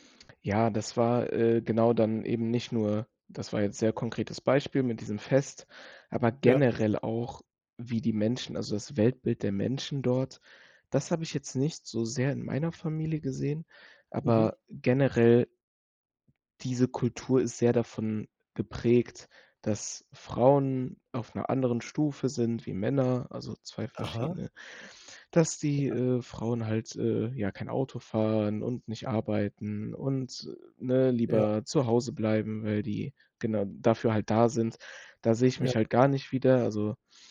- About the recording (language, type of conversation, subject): German, podcast, Hast du dich schon einmal kulturell fehl am Platz gefühlt?
- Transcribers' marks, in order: unintelligible speech